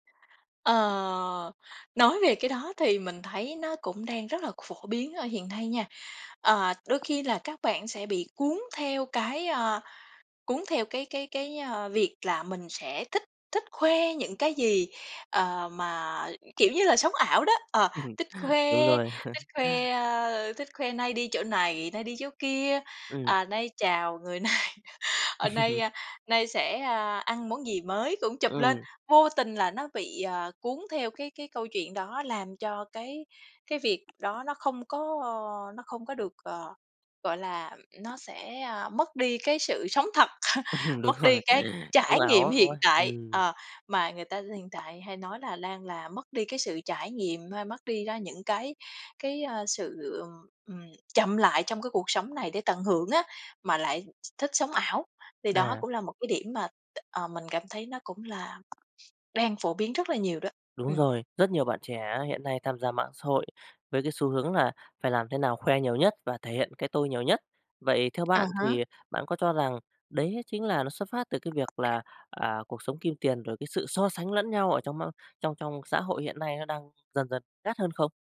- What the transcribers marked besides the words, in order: other background noise; tapping; chuckle; laughing while speaking: "này"; chuckle; chuckle; chuckle; laughing while speaking: "Đúng rồi"
- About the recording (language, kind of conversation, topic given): Vietnamese, podcast, Bạn cân bằng giữa cuộc sống và việc dùng mạng xã hội như thế nào?